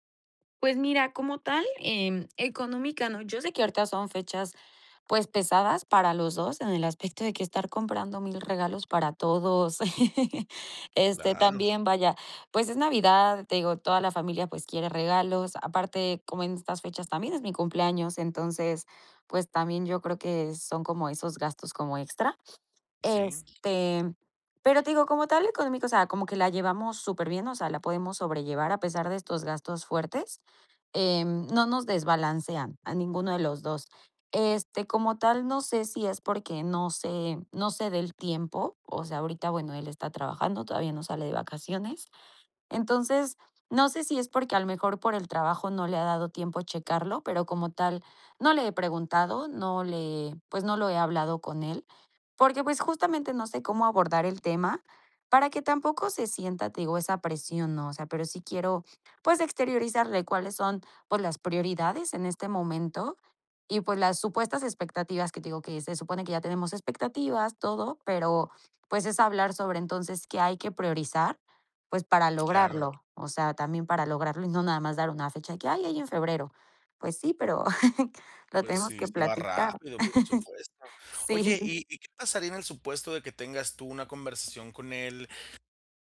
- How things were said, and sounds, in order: chuckle; chuckle; laughing while speaking: "Sí"
- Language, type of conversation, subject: Spanish, advice, ¿Cómo podemos hablar de nuestras prioridades y expectativas en la relación?